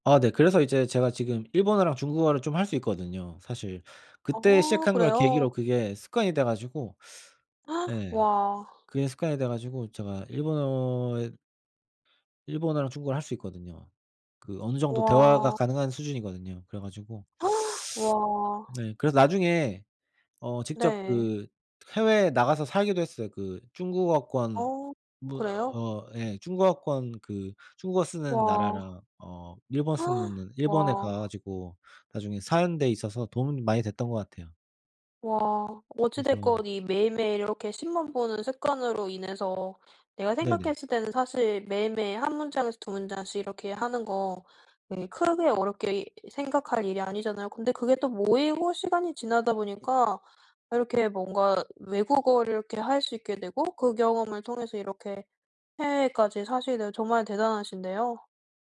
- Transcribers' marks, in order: tapping; gasp; gasp; other background noise; gasp
- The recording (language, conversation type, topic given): Korean, unstructured, 어떤 습관이 당신의 삶을 바꿨나요?